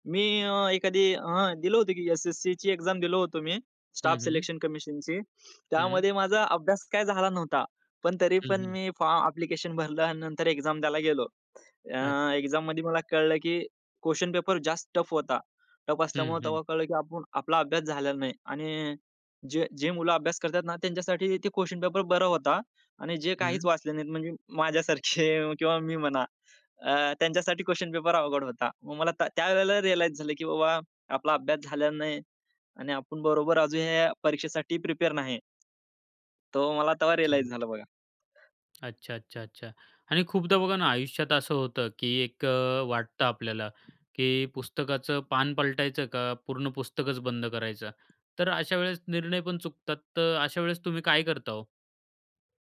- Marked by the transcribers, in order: in English: "एक्झाम"; in English: "स्टाफ सिलेक्शन कमिशनची"; tapping; in English: "एक्झाम"; in English: "एक्झाम"; in English: "टफ"; in English: "टफ"; laughing while speaking: "माझ्यासारखे किंवा मी म्हणा"; in English: "रिअलाइज"; in English: "प्रिपेअर"; in English: "रिअलाइज"; other noise; other background noise
- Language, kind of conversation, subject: Marathi, podcast, एखादा निर्णय चुकीचा ठरला तर तुम्ही काय करता?